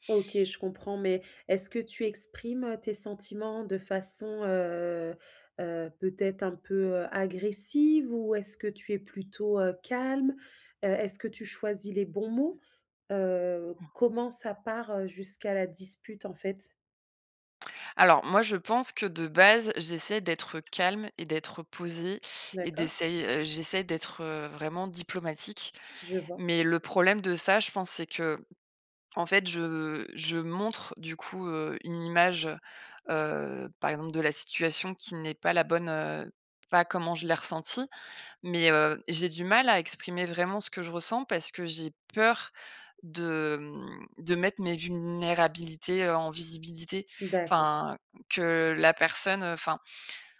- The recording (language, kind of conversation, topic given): French, advice, Comment décrire mon manque de communication et mon sentiment d’incompréhension ?
- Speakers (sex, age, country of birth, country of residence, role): female, 30-34, France, France, advisor; female, 35-39, France, France, user
- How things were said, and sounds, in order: stressed: "agressive"; stressed: "calme"; other background noise